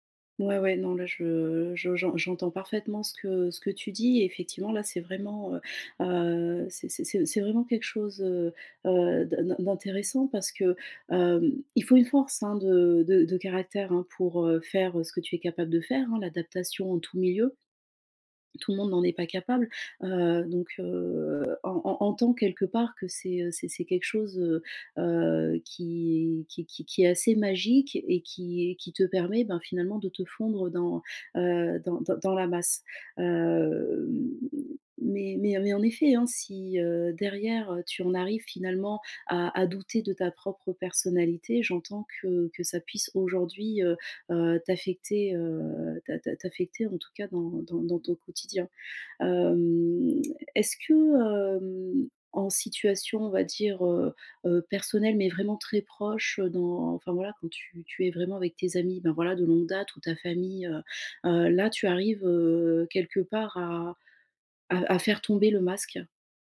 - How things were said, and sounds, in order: drawn out: "Hem"; drawn out: "Hem"
- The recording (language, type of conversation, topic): French, advice, Comment gérer ma peur d’être jugé par les autres ?